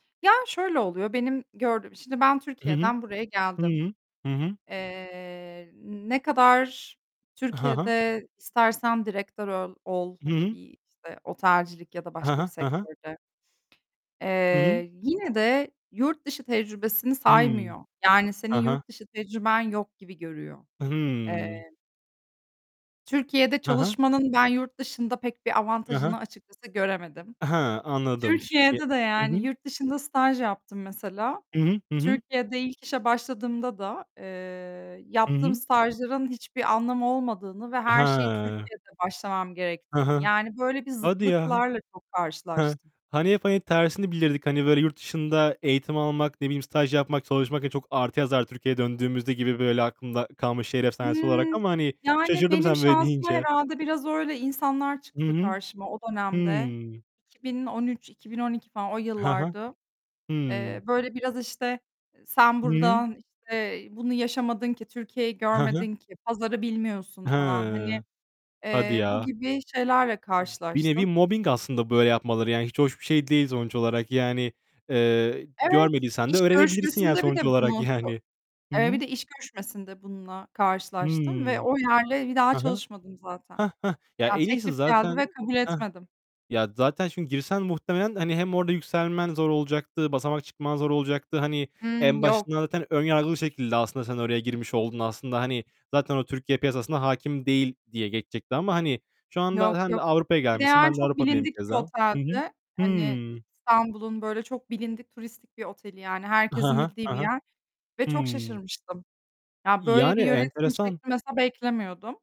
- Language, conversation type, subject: Turkish, unstructured, Kariyerinizde hiç beklemediğiniz bir fırsat yakaladınız mı?
- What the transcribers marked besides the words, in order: other background noise; tapping